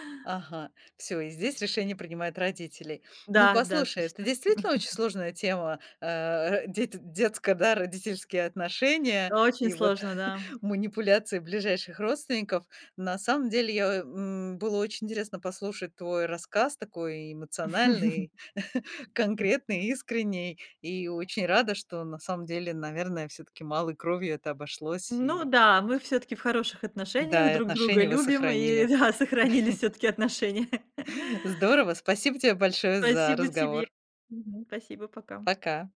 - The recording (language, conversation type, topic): Russian, podcast, Как реагировать на манипуляции родственников?
- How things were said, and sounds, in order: tapping; chuckle; chuckle; laugh; chuckle; laughing while speaking: "сохранились всё-таки отношения"; chuckle